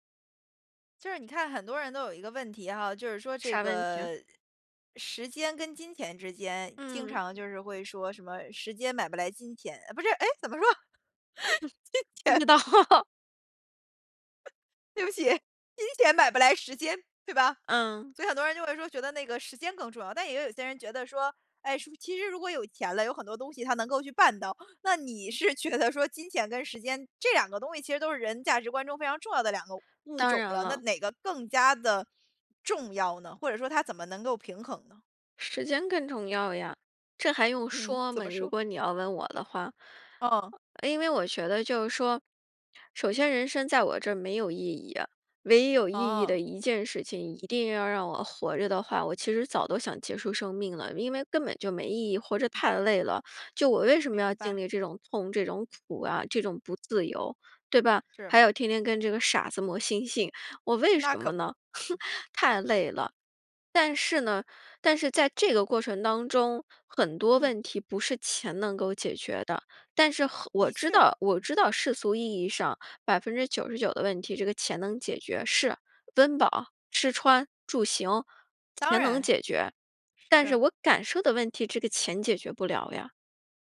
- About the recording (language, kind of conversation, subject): Chinese, podcast, 钱和时间，哪个对你更重要？
- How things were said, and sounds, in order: laughing while speaking: "哎，怎么说？ 金钱 对不起，金钱买不来时间，对吧？"; laugh; laughing while speaking: "不知道"; laugh; laughing while speaking: "是觉得说金钱跟时间"; laughing while speaking: "嗯，怎么说？"; scoff